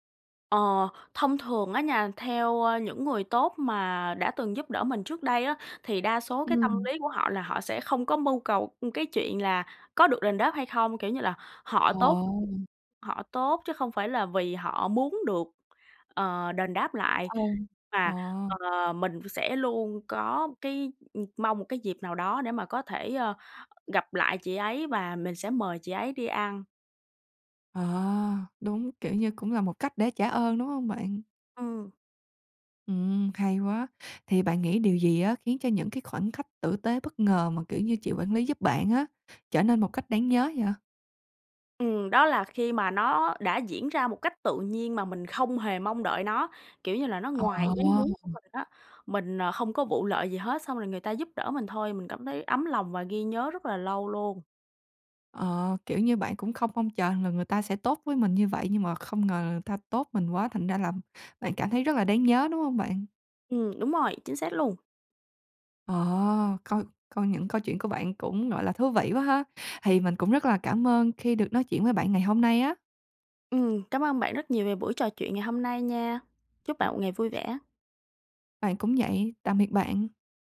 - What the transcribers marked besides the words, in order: other background noise; tapping
- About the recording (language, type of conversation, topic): Vietnamese, podcast, Bạn từng được người lạ giúp đỡ như thế nào trong một chuyến đi?
- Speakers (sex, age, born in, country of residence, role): female, 20-24, Vietnam, Finland, host; female, 25-29, Vietnam, Vietnam, guest